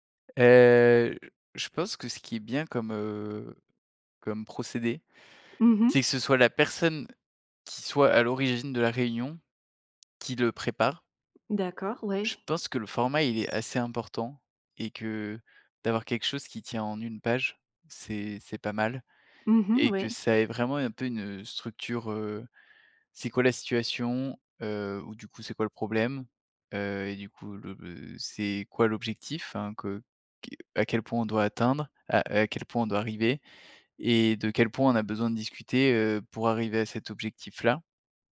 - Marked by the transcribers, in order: drawn out: "Heu"; drawn out: "heu"; tapping; other background noise
- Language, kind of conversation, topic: French, podcast, Quelle est, selon toi, la clé d’une réunion productive ?